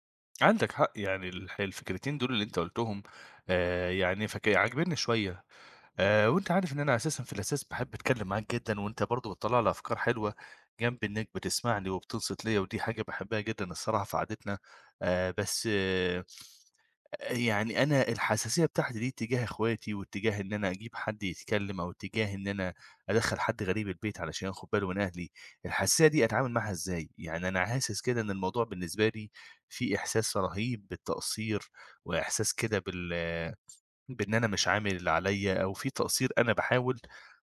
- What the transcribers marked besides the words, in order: breath
- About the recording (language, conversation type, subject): Arabic, advice, إزاي أوازن بين شغلي ورعاية أبويا وأمي الكبار في السن؟